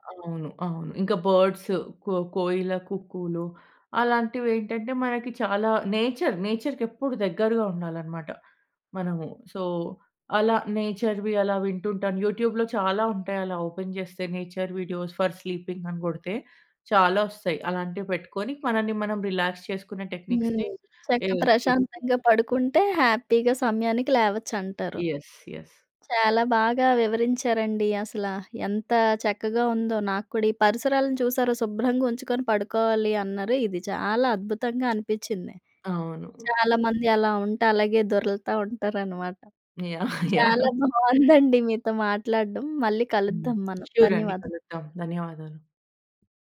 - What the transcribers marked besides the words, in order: in English: "బర్డ్స్"; in English: "నేచర్ నేచర్‌కి"; in English: "సో"; in English: "నేచర్‌వి"; in English: "యూట్యూబ్‌లో"; in English: "ఓపెన్"; in English: "నేచర్ వీడియోస్ ఫర్ స్లీపింగ్"; in English: "రిలాక్స్"; in English: "టెక్నిక్స్‌ని"; in English: "హ్యాపీ‌గా"; in English: "యస్. యస్"; laughing while speaking: "యాహ్! యాహ్!"; chuckle; in English: "షూర్"
- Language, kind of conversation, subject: Telugu, podcast, సమయానికి లేవడానికి మీరు పాటించే చిట్కాలు ఏమిటి?